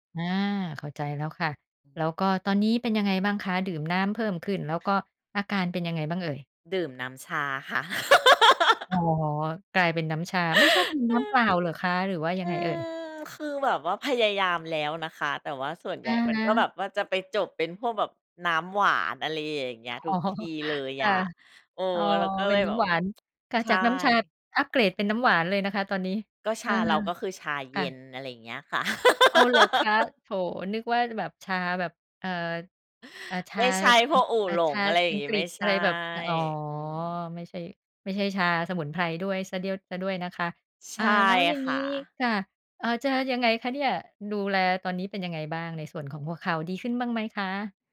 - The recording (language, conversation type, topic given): Thai, podcast, งานที่ทำแล้วไม่เครียดแต่ได้เงินน้อยนับเป็นความสำเร็จไหม?
- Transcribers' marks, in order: other background noise; laugh; chuckle; laughing while speaking: "อ๋อ"; laugh